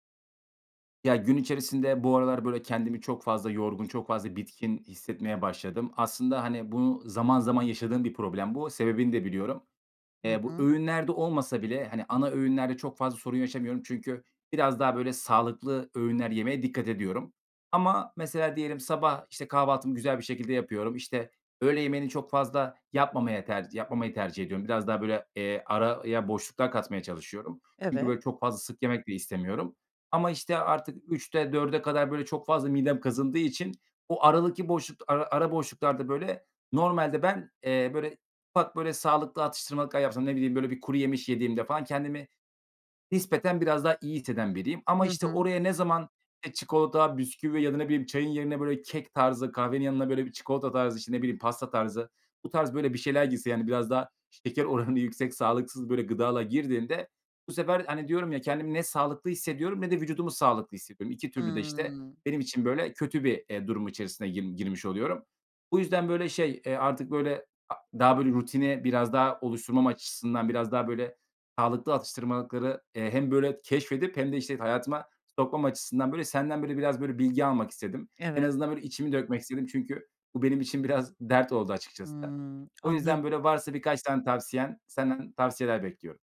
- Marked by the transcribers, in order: other background noise; laughing while speaking: "oranı"; tapping
- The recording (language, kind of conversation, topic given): Turkish, advice, Atıştırmalık seçimlerimi evde ve dışarıda daha sağlıklı nasıl yapabilirim?